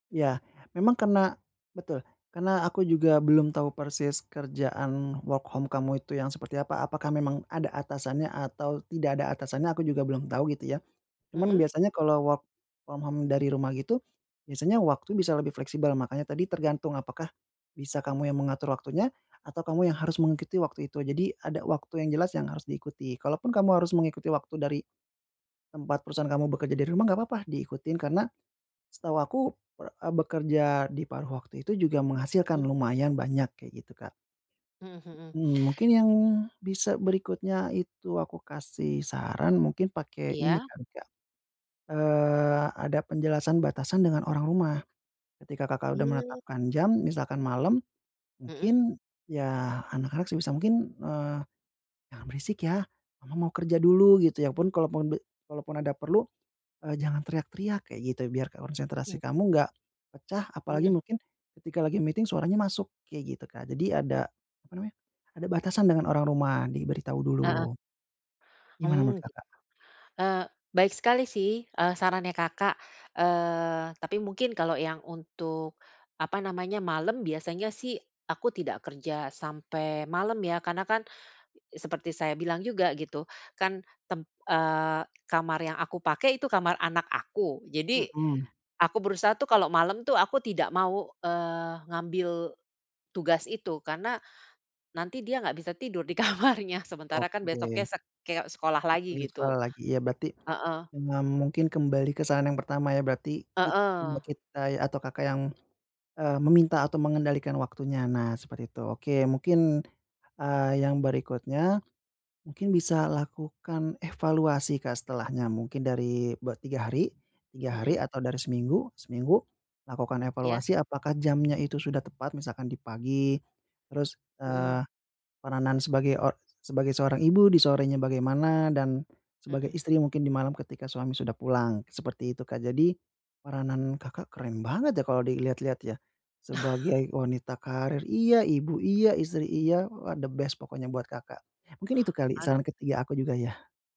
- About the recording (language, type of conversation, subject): Indonesian, advice, Bagaimana pengalaman Anda bekerja dari rumah penuh waktu sebagai pengganti bekerja di kantor?
- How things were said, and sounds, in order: in English: "work home"; in English: "work from home"; other background noise; in English: "meeting"; laughing while speaking: "di kamarnya"; unintelligible speech; laugh; in English: "the best"